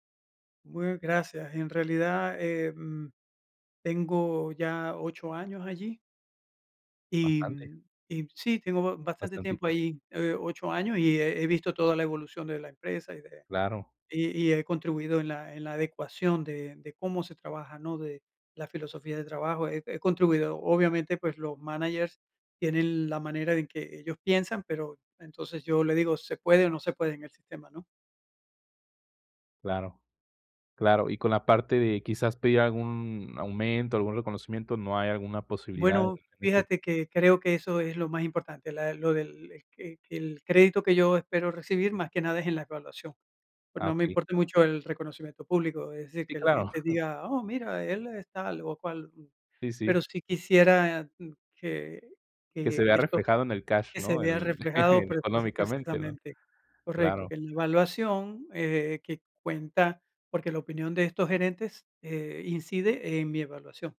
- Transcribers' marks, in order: chuckle; chuckle
- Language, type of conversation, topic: Spanish, advice, ¿Cómo puedo negociar el reconocimiento y el crédito por mi aporte en un proyecto en equipo?